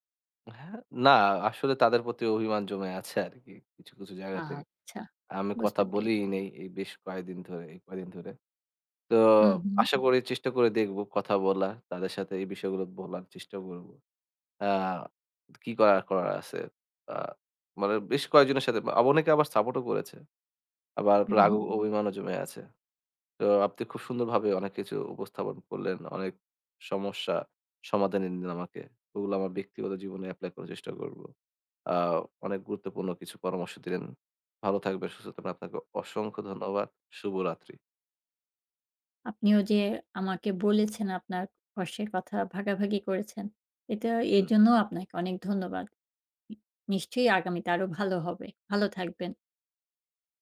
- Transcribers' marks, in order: laughing while speaking: "আরকি"; other noise; tsk; tapping
- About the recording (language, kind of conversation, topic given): Bengali, advice, সামাজিক মিডিয়ায় প্রকাশ্যে ট্রোলিং ও নিম্নমানের সমালোচনা কীভাবে মোকাবিলা করেন?